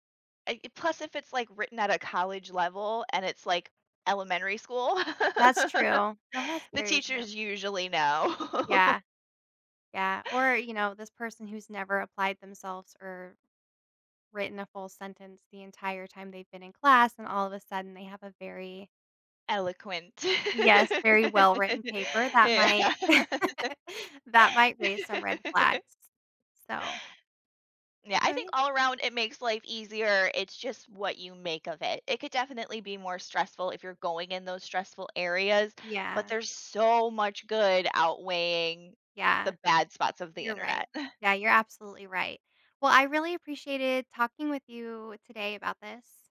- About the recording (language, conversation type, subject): English, unstructured, How have smartphones changed the way we manage our daily lives?
- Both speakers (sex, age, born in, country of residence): female, 35-39, United States, United States; female, 35-39, United States, United States
- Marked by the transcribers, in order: laugh; laugh; laugh; laughing while speaking: "Yeah"; chuckle; laugh; stressed: "so"; chuckle